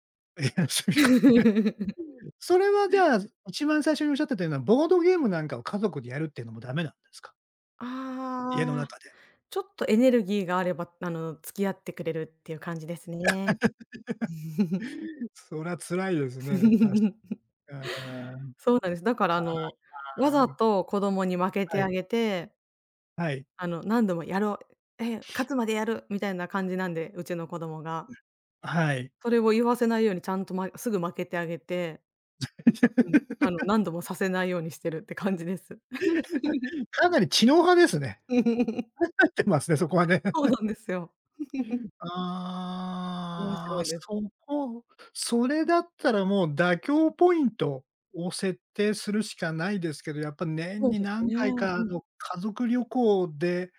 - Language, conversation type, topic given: Japanese, advice, 年中行事や祝日の過ごし方をめぐって家族と意見が衝突したとき、どうすればよいですか？
- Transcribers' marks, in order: laughing while speaking: "部屋の隅っこでね"; laugh; laugh; chuckle; laugh; sniff; laugh; laughing while speaking: "何度もさせないようにしてるって感じです"; laugh; laughing while speaking: "考えてますね、そこはね"; laugh; laugh; laughing while speaking: "そうなんですよ"; laugh; drawn out: "ああ"